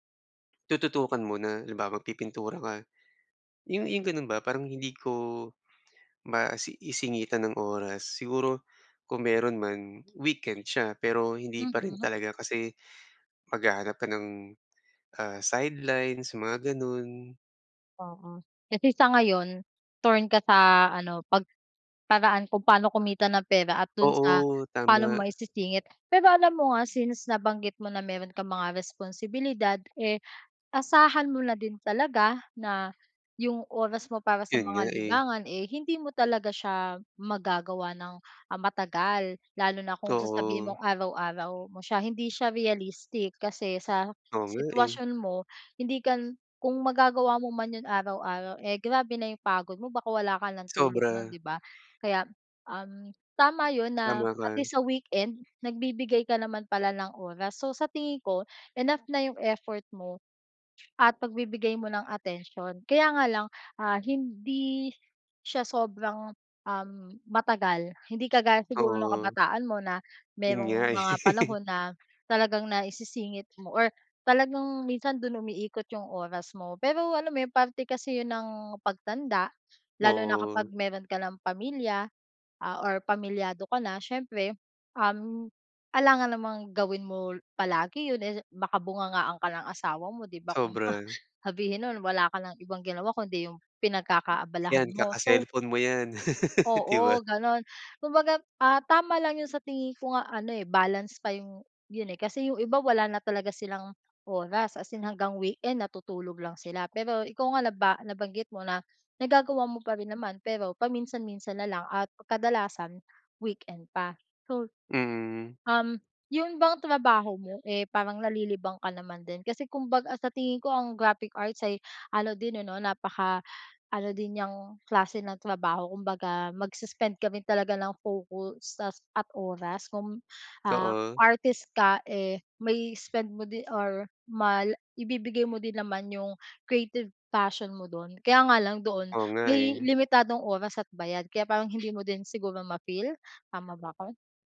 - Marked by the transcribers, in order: tapping; other background noise; laugh; laughing while speaking: "ma"; laugh
- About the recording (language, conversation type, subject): Filipino, advice, Paano ako makakahanap ng oras para sa mga libangan?